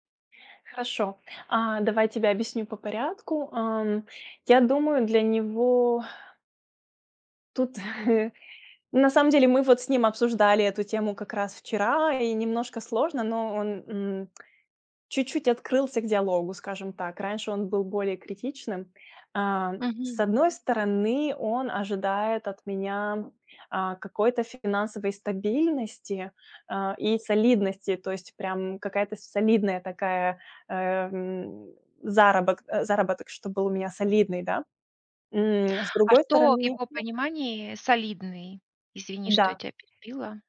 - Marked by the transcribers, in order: chuckle; unintelligible speech
- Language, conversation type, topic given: Russian, advice, Как понять, что для меня означает успех, если я боюсь не соответствовать ожиданиям других?